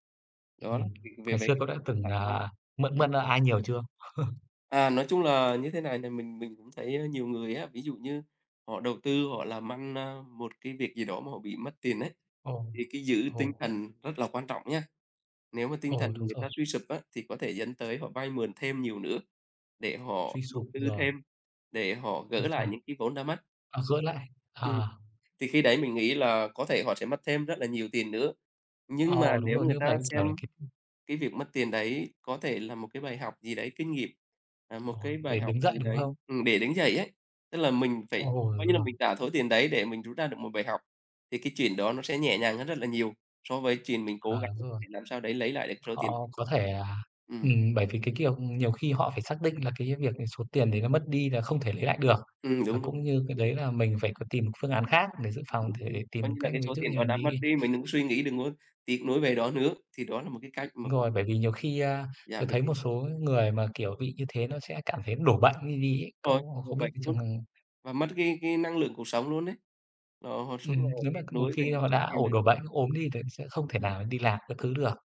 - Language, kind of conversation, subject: Vietnamese, unstructured, Tiền bạc có phải là nguyên nhân chính gây căng thẳng trong cuộc sống không?
- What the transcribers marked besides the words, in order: tapping; laugh; other background noise; unintelligible speech